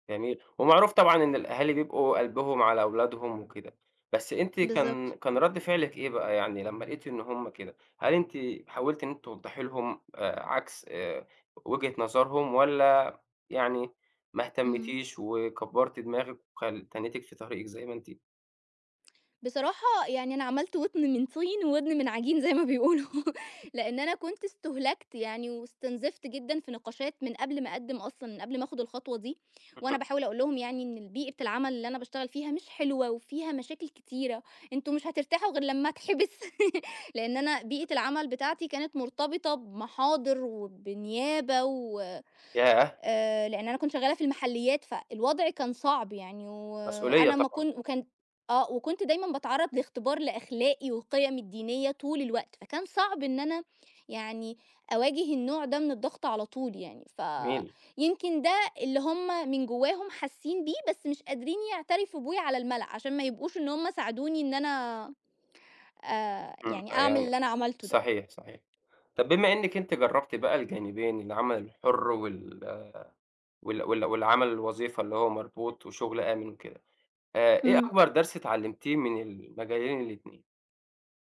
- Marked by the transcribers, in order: "ودن" said as "وتن"; laughing while speaking: "زَي ما بيقولوا"; other noise; unintelligible speech; tapping; laugh
- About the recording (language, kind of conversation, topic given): Arabic, podcast, إزاي بتختار بين شغل بتحبه وبيكسبك، وبين شغل مضمون وآمن؟